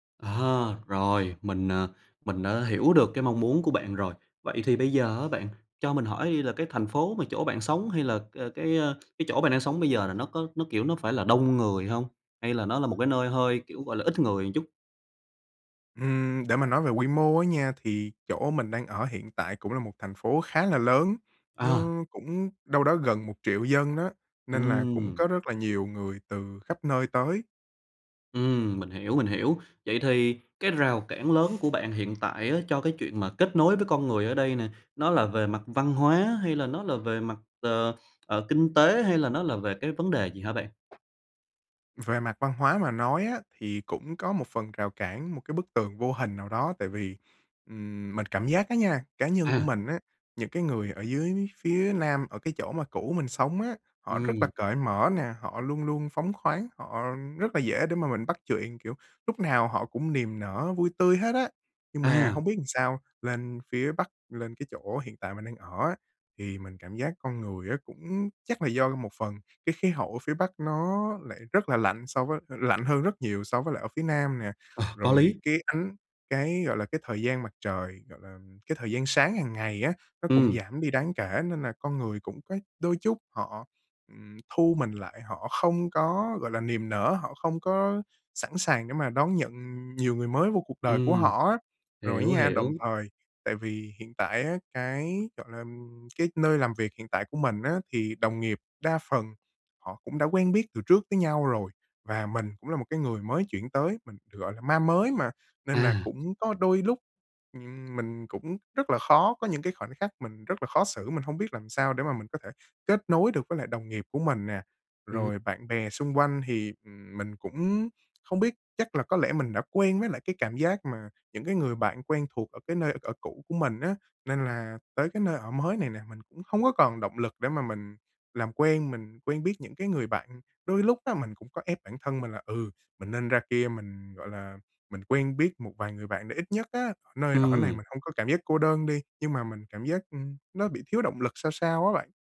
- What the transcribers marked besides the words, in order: other background noise; tapping
- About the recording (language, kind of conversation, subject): Vietnamese, advice, Bạn đang cảm thấy cô đơn và thiếu bạn bè sau khi chuyển đến một thành phố mới phải không?